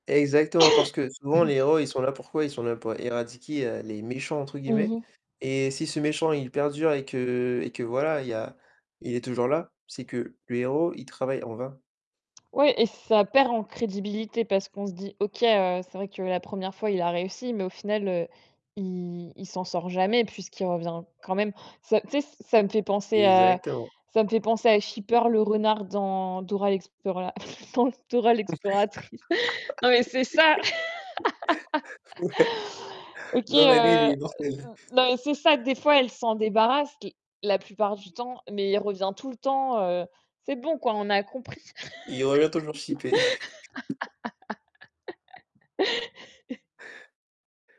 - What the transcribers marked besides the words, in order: cough; throat clearing; distorted speech; other background noise; tapping; laugh; laughing while speaking: "Ouais"; laughing while speaking: "Dora l'exploratrice"; laugh; chuckle; chuckle; laugh
- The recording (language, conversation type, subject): French, unstructured, Les super-héros devraient-ils avoir des ennemis jurés ou des adversaires qui changent au fil du temps ?